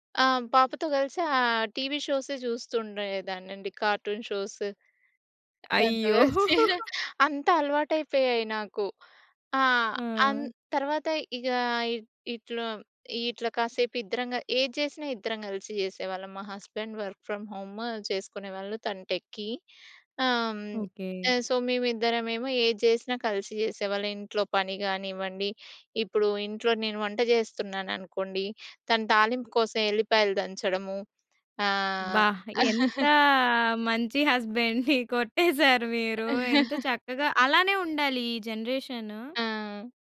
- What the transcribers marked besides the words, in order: in English: "కార్టూన్"; tapping; laughing while speaking: "దానితో కలిసి"; chuckle; in English: "హస్బెండ్ వర్క్ ఫ్రమ్"; in English: "టెక్కి"; in English: "సో"; drawn out: "ఎంతా"; chuckle; in English: "హస్బండ్‌ని"; chuckle
- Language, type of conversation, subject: Telugu, podcast, చిన్న పిల్లల కోసం డిజిటల్ నియమాలను మీరు ఎలా అమలు చేస్తారు?